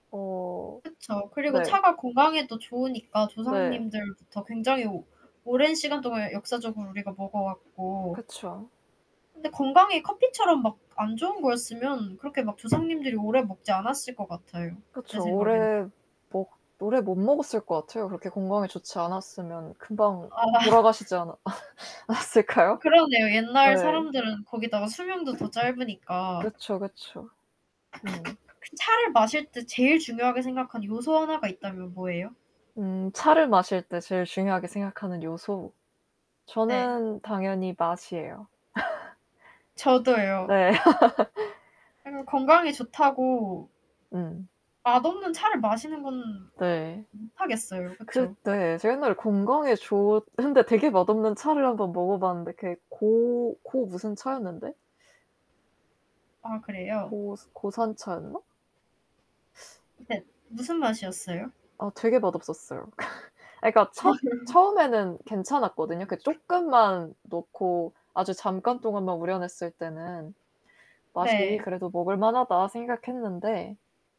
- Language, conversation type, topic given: Korean, unstructured, 커피와 차 중 어느 음료를 더 좋아하시나요?
- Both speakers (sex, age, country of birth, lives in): female, 20-24, South Korea, South Korea; female, 20-24, South Korea, South Korea
- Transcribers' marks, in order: static; other background noise; tapping; laughing while speaking: "아"; laugh; laughing while speaking: "않았을까요?"; laugh; laugh; distorted speech; laugh